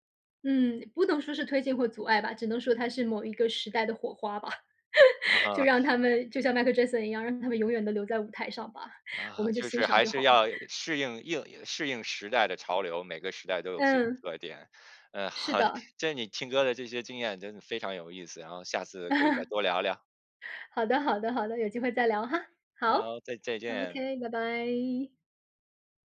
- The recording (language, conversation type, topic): Chinese, podcast, 你小时候有哪些一听就会跟着哼的老歌？
- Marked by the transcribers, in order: laugh; teeth sucking; laugh